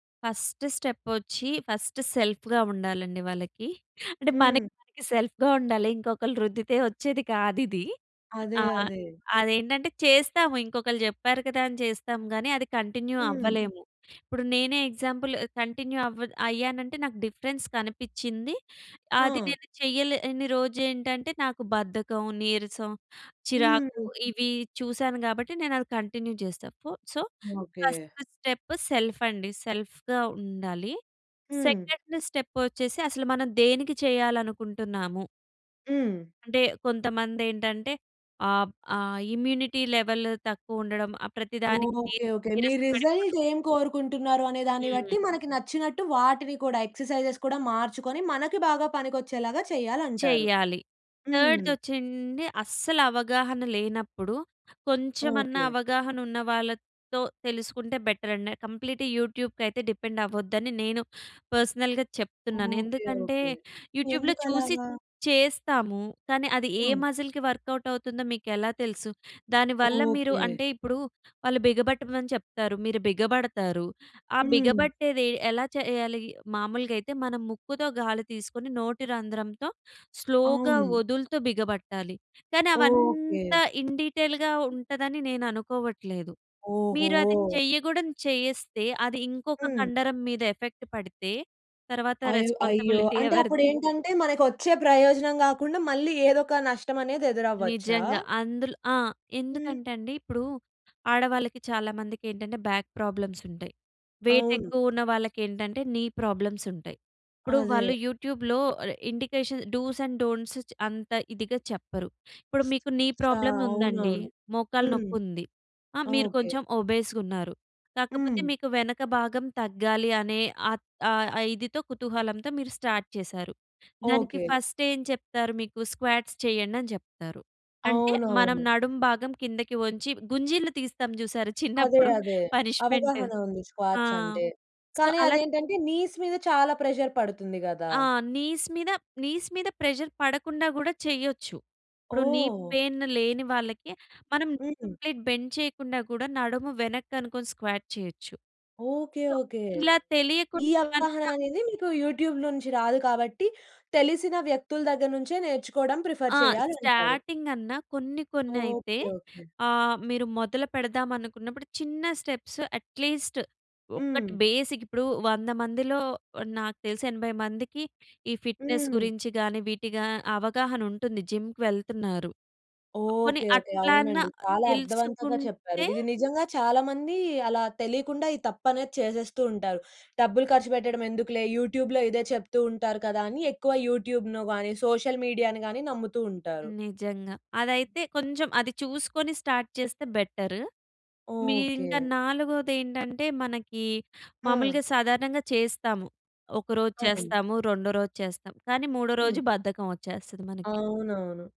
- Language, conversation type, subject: Telugu, podcast, ఈ హాబీని మొదలుపెట్టడానికి మీరు సూచించే దశలు ఏవి?
- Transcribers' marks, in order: in English: "ఫస్ట్‌స్టెప్"; in English: "ఫస్ట్ సెల్ఫ్‌గా"; in English: "సెల్ఫ్‌గా"; in English: "కంటిన్యూ"; in English: "ఎగ్జాంపుల్ కంటిన్యూ"; in English: "డిఫరెన్స్"; in English: "కంటిన్యూ"; in English: "సో, ఫస్ట్ స్టెప్ సెల్ఫ్"; in English: "సెల్ఫ్‌గా"; in English: "సెకండ్ స్టెప్"; in English: "ఇమ్యూనిటీ లెవెల్"; in English: "రిజల్ట్"; in English: "ఎక్సర్సైజెస్"; in English: "థర్డ్‌ది"; in English: "కంప్లీట్ యూట్యూబ్‌కి"; in English: "డిపెండ్"; in English: "పర్సనల్‌గా"; in English: "యూట్యూబ్‌లో"; in English: "మసిల్‌కి వ‌ర్కౌట్"; in English: "స్లోగా"; in English: "ఇన్‌డీటెయిల్‌గా"; other background noise; drawn out: "ఓహో!"; in English: "ఎఫెక్ట్"; in English: "రెస్పాన్సిబిలిటీ"; chuckle; in English: "బాక్ ప్రాబ్లమ్స్"; in English: "వెయిట్"; in English: "నీ ప్రాబ్లమ్స్"; in English: "యూట్యూబ్‌లో"; in English: "ఇండికేషన్ డూస్ అండ్ డోంట్స్"; in English: "నీ ప్రాబ్లమ్"; in English: "ఒబేస్‌గా"; in English: "స్టార్ట్"; in English: "ఫస్ట్"; in English: "స్క్వాట్స్"; in English: "స్క్వాట్స్"; in English: "పనిష్మెంట్"; in English: "సో"; in English: "నీస్"; in English: "ప్రెషర్"; in English: "నీస్"; in English: "నీస్"; in English: "ప్రెషర్"; in English: "నీ పెయిన్"; in English: "కంప్లీట్ బెండ్"; in English: "స్క్వాట్"; in English: "సో"; in English: "యూట్యూబ్‌లో"; unintelligible speech; in English: "ప్రిఫర్"; in English: "స్టెప్స్ అట్లీస్ట్"; in English: "బేసిక్"; in English: "ఫిట్‌నెస్"; in English: "జిమ్‌కి"; in English: "యూట్యూబ్‌లో"; in English: "యూట్యూబ్‌ను"; in English: "సోషల్ మీడియా‌ని"; in English: "స్టార్ట్"; in English: "బెటర్"